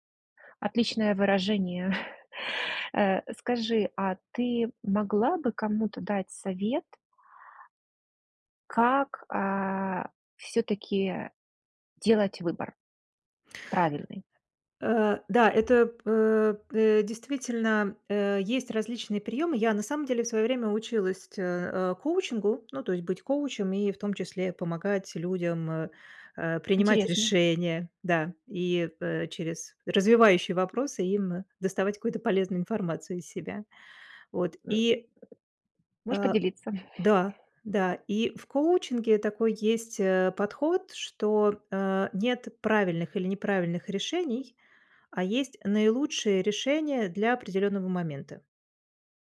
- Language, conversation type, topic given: Russian, podcast, Что помогает не сожалеть о сделанном выборе?
- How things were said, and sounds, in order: chuckle; other background noise; grunt